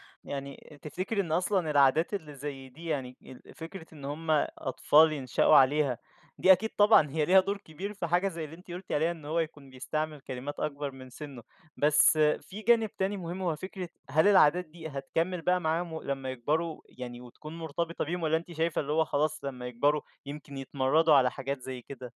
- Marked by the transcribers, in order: none
- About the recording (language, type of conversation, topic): Arabic, podcast, إزاي اتغيرت طريقة تربية العيال بين جيلكم والجيل اللي فات؟